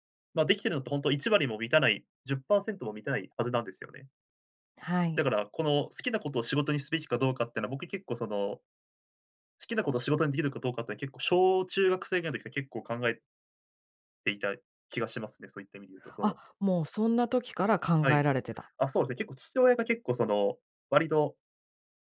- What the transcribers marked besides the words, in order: none
- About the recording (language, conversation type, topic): Japanese, podcast, 好きなことを仕事にすべきだと思いますか？